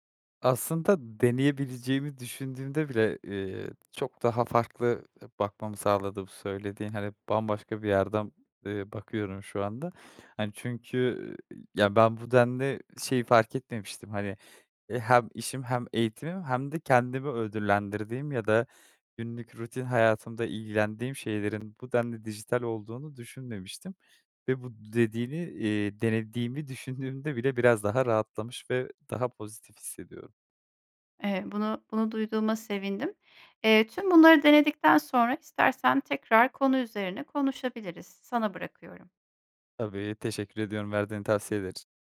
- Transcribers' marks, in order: other background noise
- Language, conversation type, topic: Turkish, advice, Günlük yaşamda dikkat ve farkındalık eksikliği sizi nasıl etkiliyor?